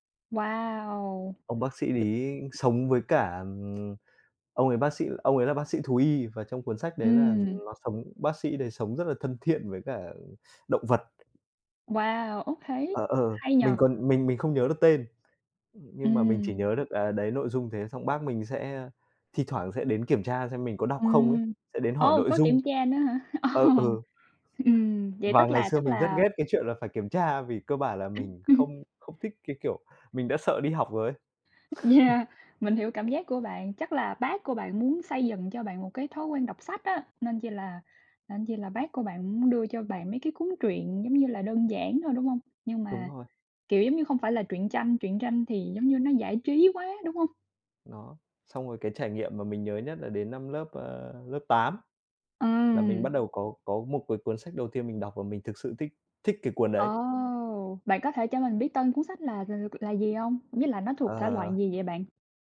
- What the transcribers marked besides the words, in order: tapping; "đấy" said as "đý"; lip smack; laughing while speaking: "Ồ!"; unintelligible speech; laugh; laugh; other background noise
- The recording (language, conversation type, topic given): Vietnamese, unstructured, Bạn thích đọc sách giấy hay sách điện tử hơn?